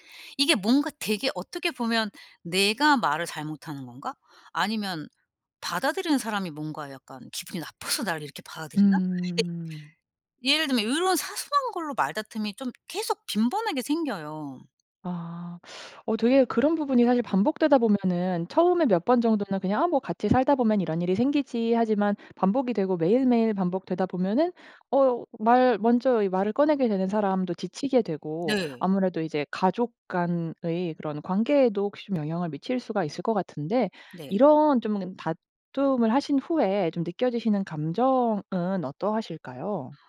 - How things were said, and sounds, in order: teeth sucking; other background noise
- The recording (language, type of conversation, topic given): Korean, advice, 반복되는 사소한 다툼으로 지쳐 계신가요?